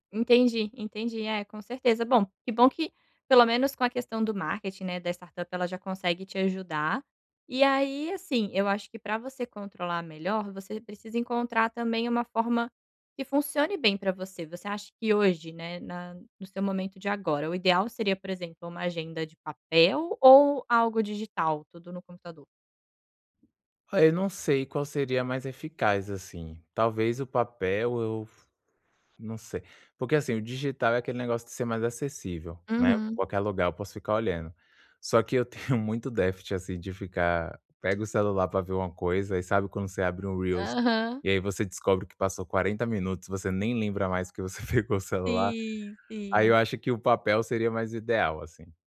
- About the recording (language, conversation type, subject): Portuguese, advice, Como posso organizar melhor meu dia quando me sinto sobrecarregado com compromissos diários?
- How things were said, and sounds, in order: none